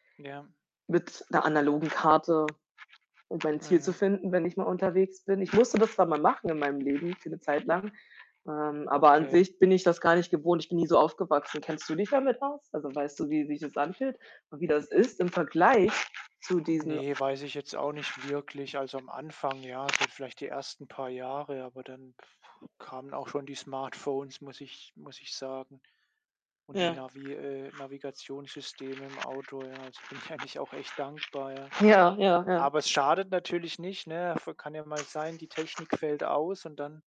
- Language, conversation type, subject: German, unstructured, Wie hat das Internet dein Leben verändert?
- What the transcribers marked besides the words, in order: other background noise; wind; laughing while speaking: "bin ich eigentlich"